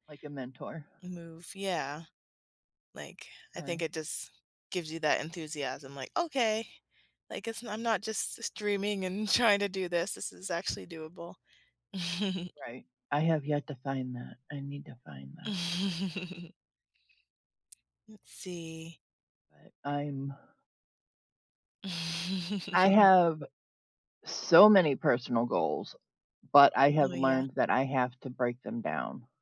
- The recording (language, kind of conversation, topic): English, unstructured, What helps you keep working toward your goals when motivation fades?
- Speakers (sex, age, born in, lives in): female, 30-34, United States, United States; female, 50-54, United States, United States
- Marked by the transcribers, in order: laughing while speaking: "trying"; laugh; tapping; laugh; other background noise; laugh